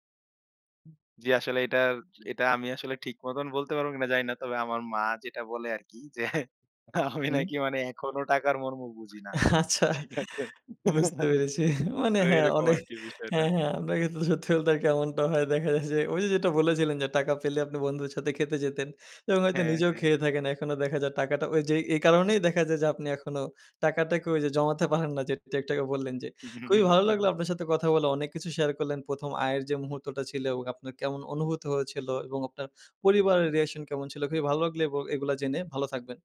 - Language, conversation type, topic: Bengali, podcast, প্রথমবার নিজের উপার্জন হাতে পাওয়ার মুহূর্তটা আপনার কেমন মনে আছে?
- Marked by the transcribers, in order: other noise; laugh; laughing while speaking: "আমি নাকি মানে এখনো টাকার … আর কি বিষয়টা"; laughing while speaking: "আচ্ছা, বুঝতে পেরেছি। মানে হ্যাঁ … আগে বললেন যে"; laugh; chuckle